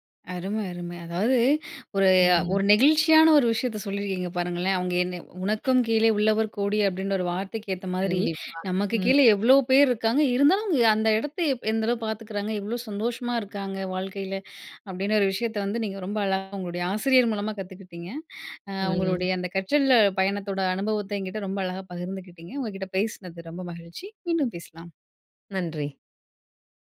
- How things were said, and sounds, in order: inhale; inhale; inhale; inhale
- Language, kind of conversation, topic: Tamil, podcast, உங்கள் கற்றல் பயணத்தை ஒரு மகிழ்ச்சி கதையாக சுருக்கமாகச் சொல்ல முடியுமா?